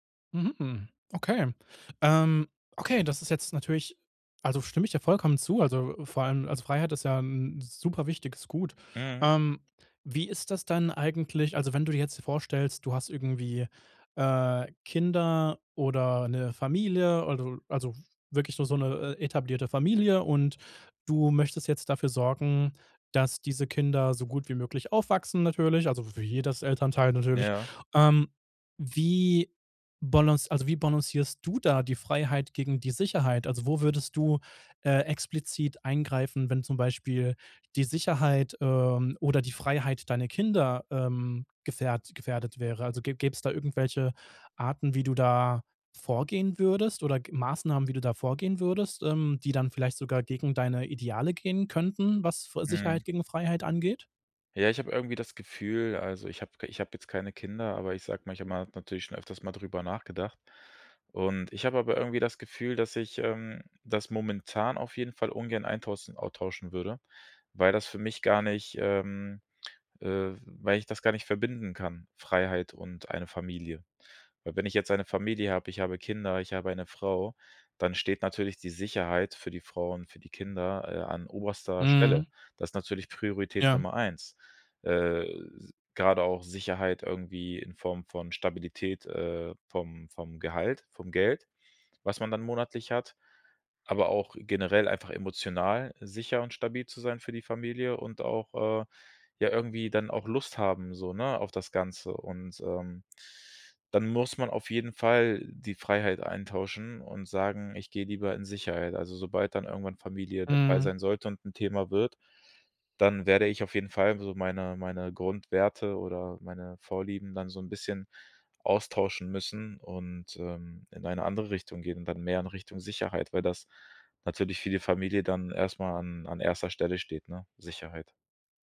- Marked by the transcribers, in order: stressed: "du"; "austauschen" said as "autauschen"
- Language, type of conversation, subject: German, podcast, Mal ehrlich: Was ist dir wichtiger – Sicherheit oder Freiheit?